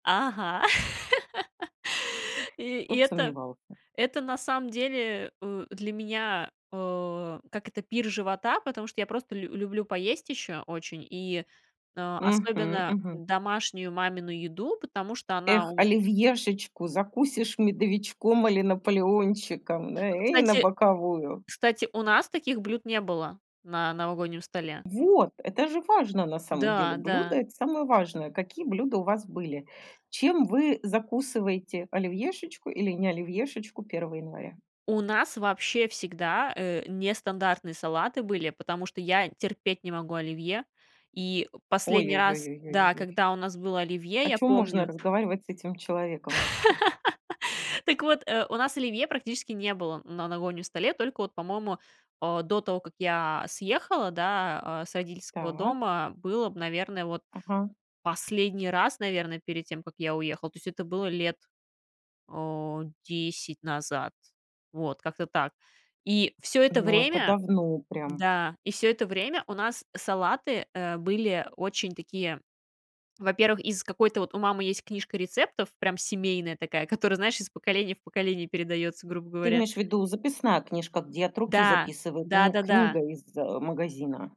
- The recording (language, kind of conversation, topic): Russian, podcast, Как ваша семья отмечает Новый год и есть ли у вас особые ритуалы?
- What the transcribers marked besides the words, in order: laugh; other noise; other background noise; tapping; laugh